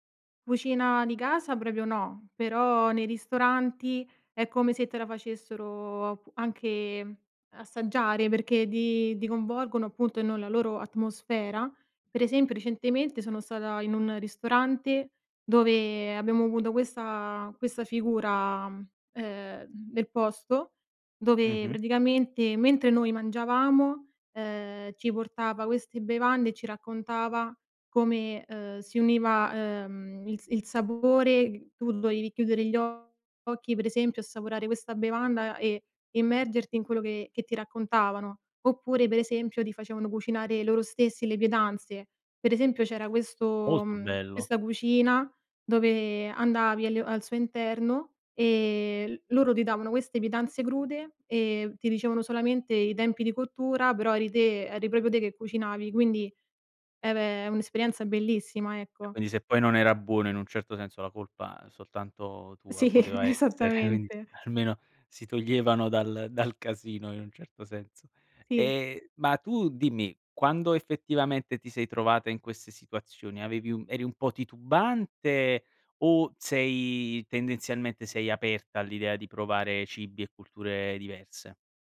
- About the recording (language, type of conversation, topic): Italian, podcast, Raccontami di una volta in cui il cibo ha unito persone diverse?
- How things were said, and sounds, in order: "proprio" said as "propio"; "coinvolgono" said as "convolgono"; "proprio" said as "propio"; laughing while speaking: "Sì esattamente"; chuckle; laughing while speaking: "quind"; laughing while speaking: "casino"